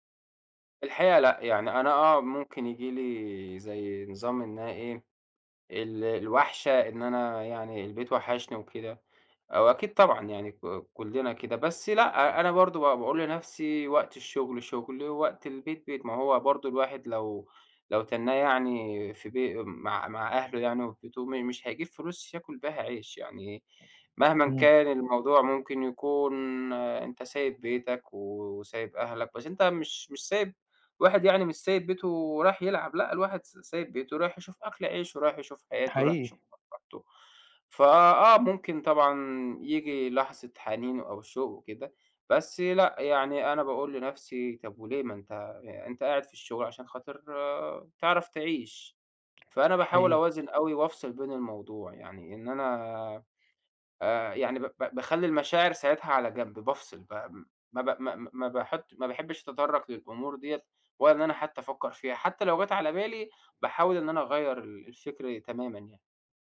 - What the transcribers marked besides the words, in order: other background noise; tapping
- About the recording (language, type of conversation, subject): Arabic, podcast, إزاي بتوازن بين الشغل وحياتك الشخصية؟